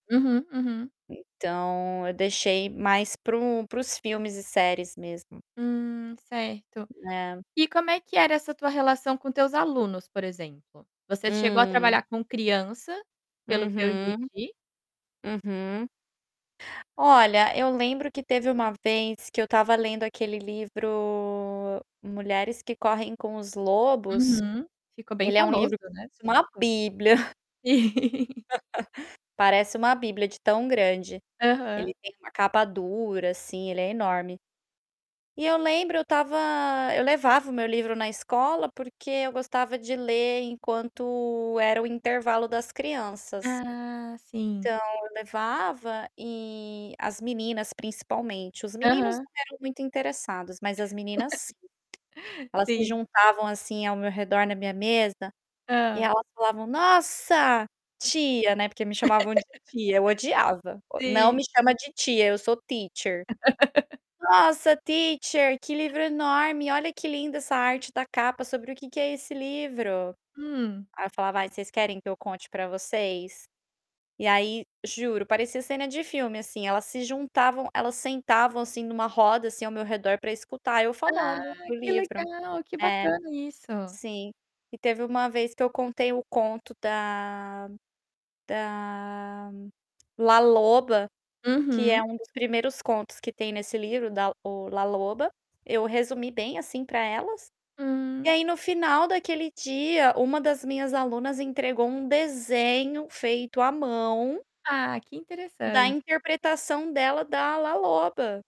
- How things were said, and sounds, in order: static; distorted speech; unintelligible speech; chuckle; laugh; tapping; chuckle; laugh; laugh; in English: "teacher"; in English: "teacher"; other background noise
- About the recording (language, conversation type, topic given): Portuguese, podcast, Qual tradição você quer passar adiante?